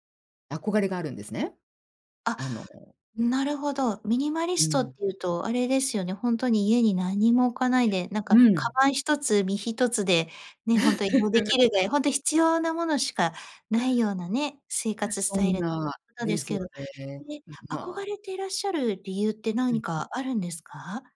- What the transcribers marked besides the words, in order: in English: "ミニマリスト"; other noise; laugh; laugh
- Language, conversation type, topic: Japanese, advice, 思い出の品が捨てられず、ミニマリストになれない葛藤について説明していただけますか？